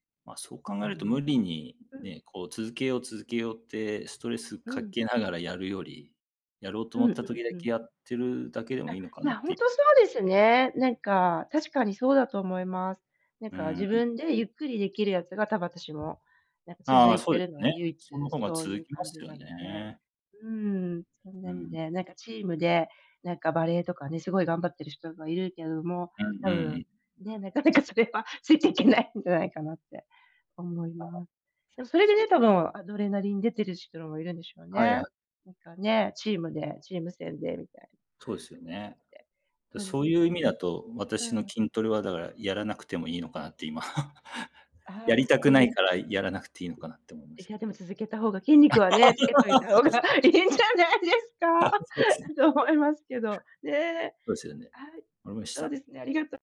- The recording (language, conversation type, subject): Japanese, unstructured, 運動をすると、精神面にはどのような変化がありますか？
- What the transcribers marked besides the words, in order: laughing while speaking: "なかなかそれはついていけないんじゃない"; unintelligible speech; laugh; unintelligible speech; laugh; laughing while speaking: "いいんじゃないですか"; laugh